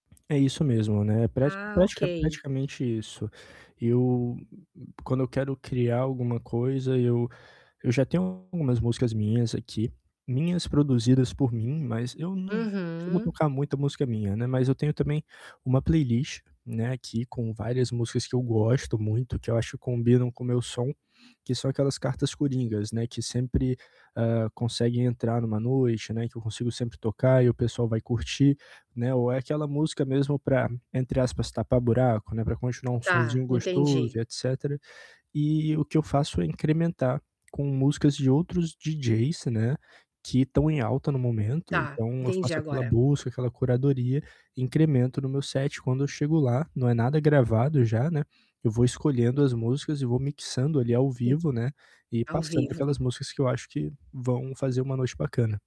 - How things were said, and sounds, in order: distorted speech; tapping; in English: "set"
- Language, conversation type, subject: Portuguese, advice, Como posso filtrar o ruído e manter meu foco criativo?